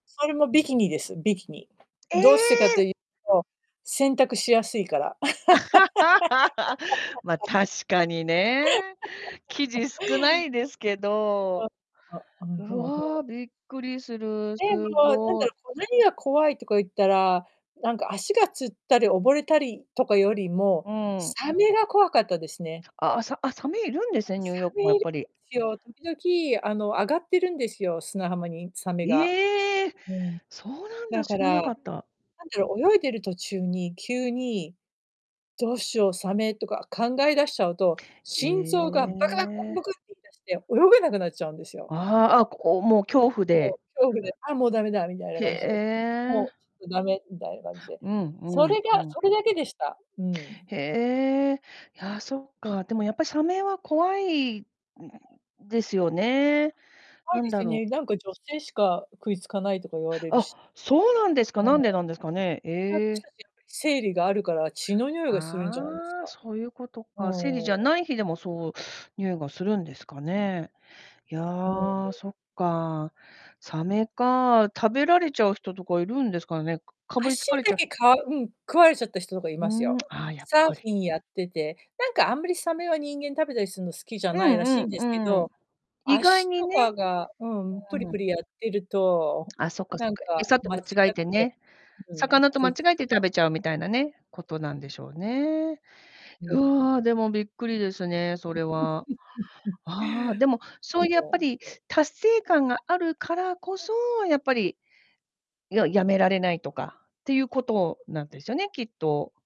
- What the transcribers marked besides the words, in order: surprised: "ええ！"; laugh; distorted speech; other background noise; mechanical hum; tapping; chuckle
- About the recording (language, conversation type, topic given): Japanese, unstructured, スポーツを通じてどんな楽しさを感じますか？